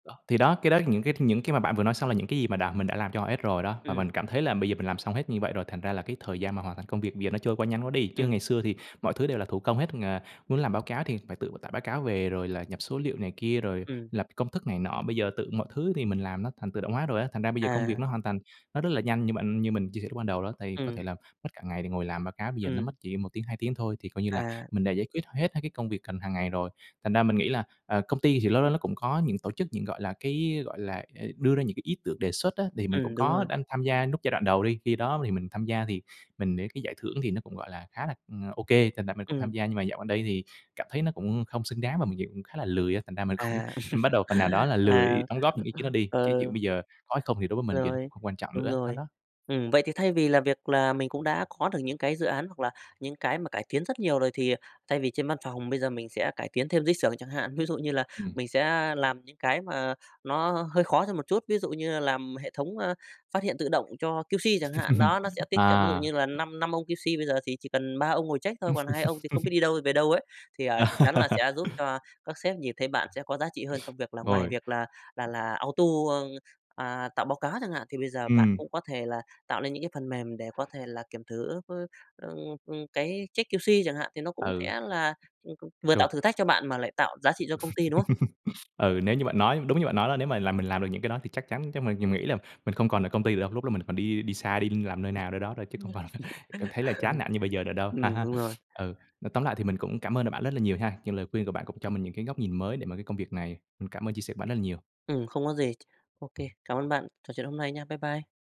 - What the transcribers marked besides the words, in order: tapping; other background noise; laughing while speaking: "cũng"; laugh; unintelligible speech; in English: "Q-C"; laugh; in English: "Q-C"; laugh; laugh; unintelligible speech; in English: "auto"; unintelligible speech; in English: "Q-C"; laugh; unintelligible speech; laugh
- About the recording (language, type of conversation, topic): Vietnamese, advice, Tại sao bạn cảm thấy công việc hiện tại vô nghĩa dù mức lương vẫn ổn?